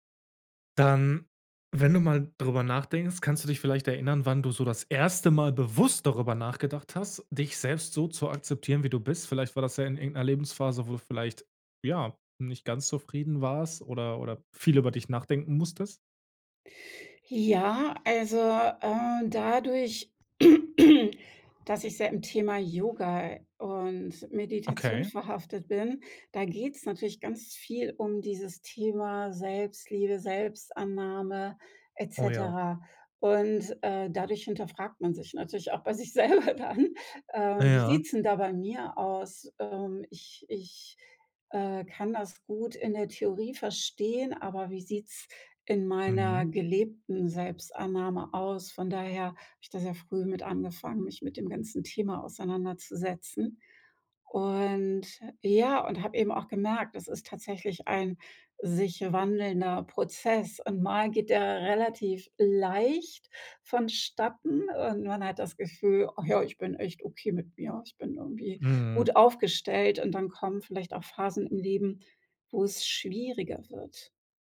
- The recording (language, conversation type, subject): German, podcast, Was ist für dich der erste Schritt zur Selbstannahme?
- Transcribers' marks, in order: stressed: "bewusst"; laughing while speaking: "sich selber dann"; stressed: "leicht"; put-on voice: "Ach ja, ich bin echt okay mit mir"; stressed: "schwieriger"